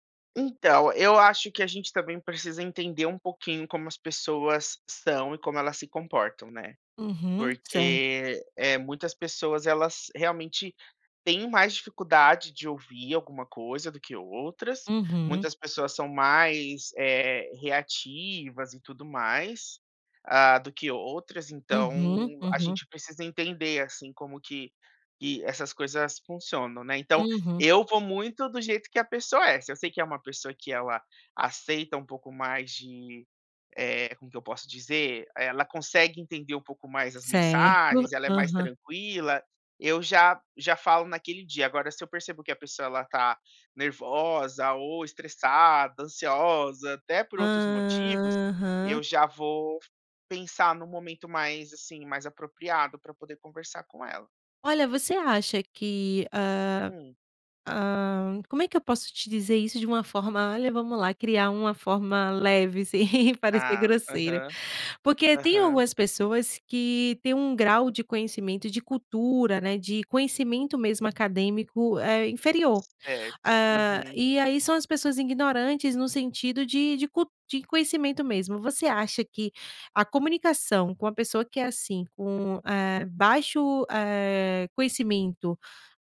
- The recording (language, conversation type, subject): Portuguese, podcast, Como pedir esclarecimentos sem criar atrito?
- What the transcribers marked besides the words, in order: giggle; other background noise; tapping